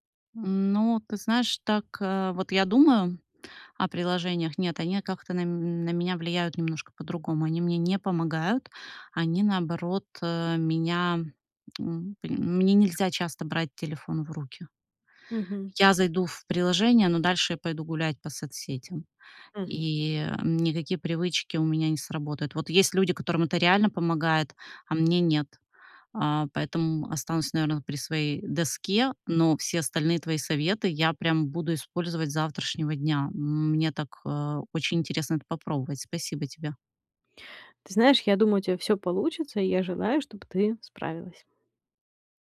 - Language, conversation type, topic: Russian, advice, Как мне не пытаться одновременно сформировать слишком много привычек?
- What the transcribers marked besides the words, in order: tapping